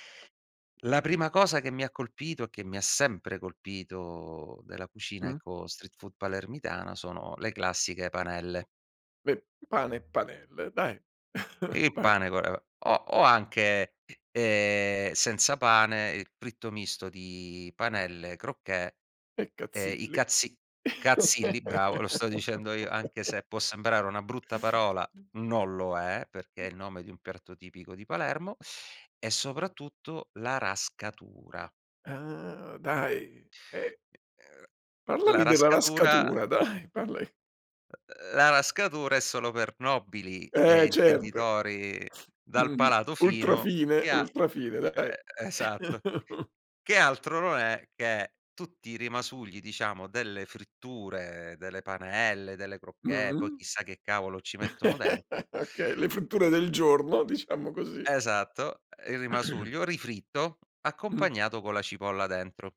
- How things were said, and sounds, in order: other background noise; chuckle; other noise; chuckle; "piatto" said as "piarto"; laughing while speaking: "dai"; chuckle; chuckle; throat clearing
- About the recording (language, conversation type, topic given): Italian, podcast, Qual è un cibo di strada che hai scoperto in un quartiere e che ti è rimasto impresso?